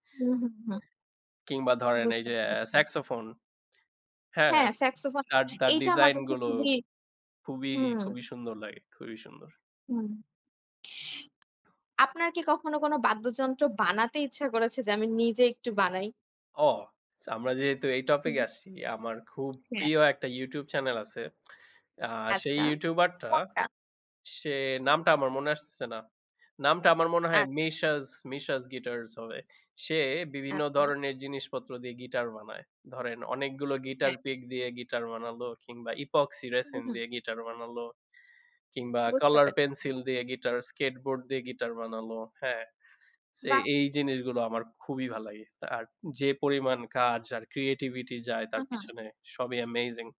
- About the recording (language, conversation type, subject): Bengali, unstructured, তুমি যদি এক দিনের জন্য যেকোনো বাদ্যযন্ত্র বাজাতে পারতে, কোনটি বাজাতে চাইতে?
- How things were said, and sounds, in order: tapping